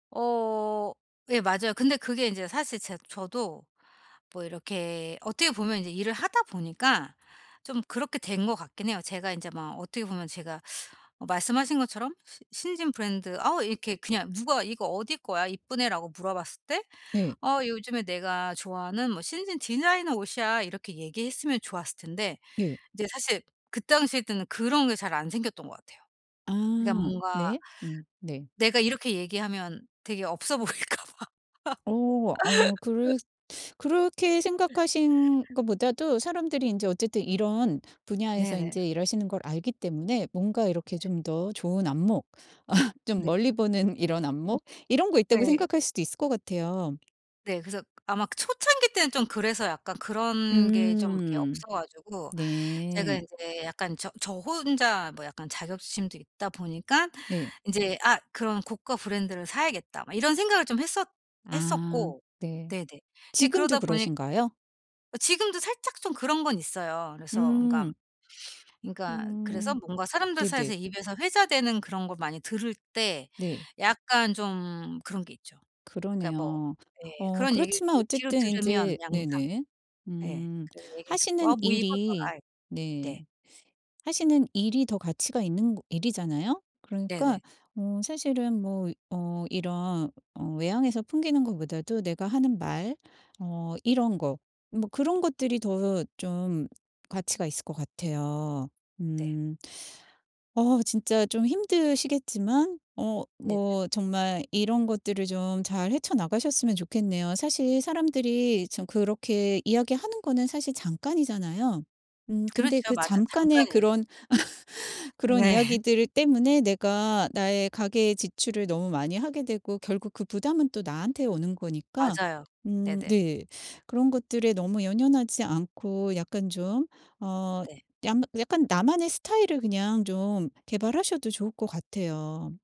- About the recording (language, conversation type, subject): Korean, advice, 다른 사람들과 비교하지 않고 소비를 줄이려면 어떻게 해야 하나요?
- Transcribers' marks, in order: teeth sucking; laughing while speaking: "보일까 봐"; teeth sucking; laugh; laugh; other background noise; laugh; laughing while speaking: "네"